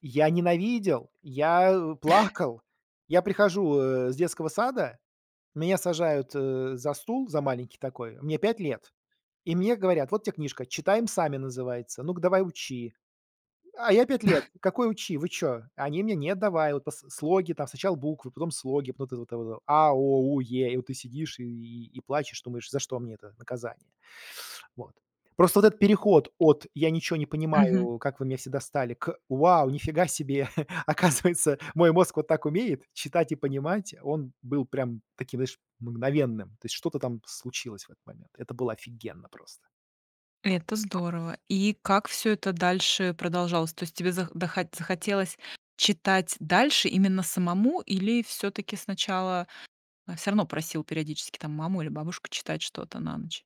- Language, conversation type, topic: Russian, podcast, Помнишь момент, когда что‑то стало действительно интересно?
- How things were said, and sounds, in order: chuckle; chuckle; unintelligible speech; tapping; laughing while speaking: "оказывается"